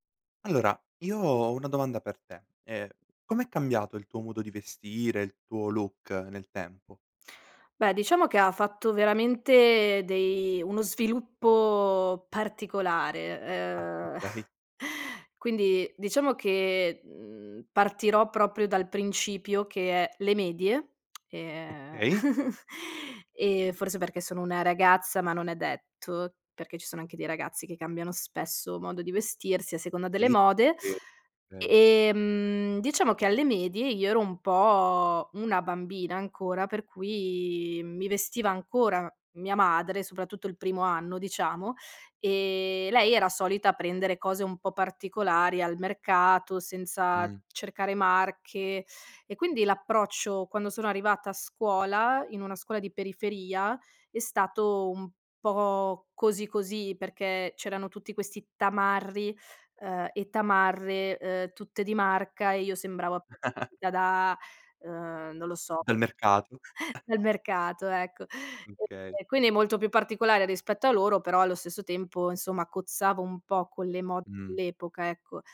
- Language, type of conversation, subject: Italian, podcast, Come è cambiato il tuo modo di vestirti nel tempo?
- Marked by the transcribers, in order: chuckle; laughing while speaking: "okay"; lip smack; chuckle; unintelligible speech; laugh; chuckle; other background noise; other noise